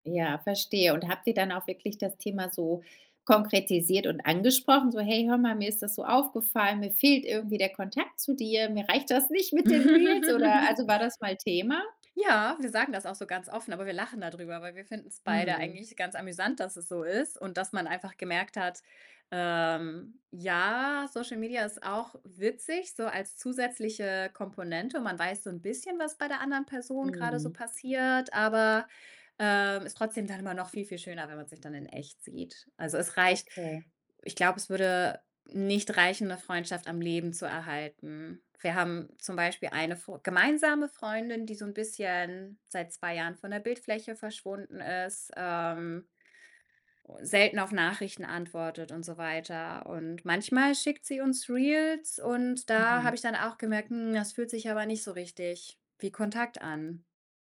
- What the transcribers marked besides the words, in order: chuckle; other background noise
- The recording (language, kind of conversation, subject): German, podcast, Wie unterscheidest du im Alltag echte Nähe von Nähe in sozialen Netzwerken?